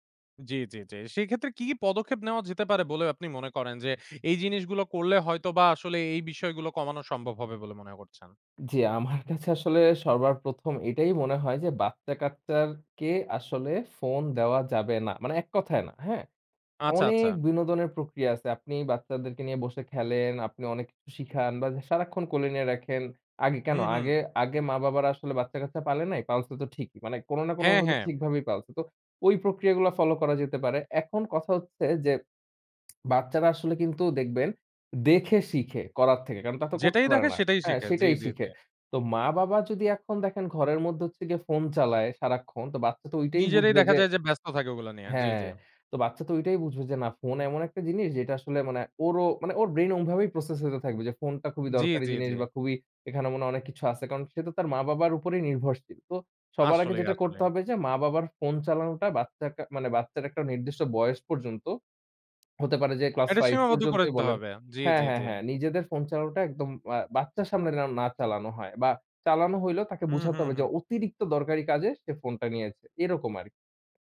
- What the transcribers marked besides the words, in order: laughing while speaking: "আমার কাছে আসলে"; drawn out: "অনেক"; lip smack; "ওমভাবেই" said as "ঐভাবেই"
- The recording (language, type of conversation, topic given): Bengali, podcast, আপনার মতে নতুন প্রযুক্তি আমাদের প্রজন্মের রীতিনীতি কীভাবে বদলে দিচ্ছে?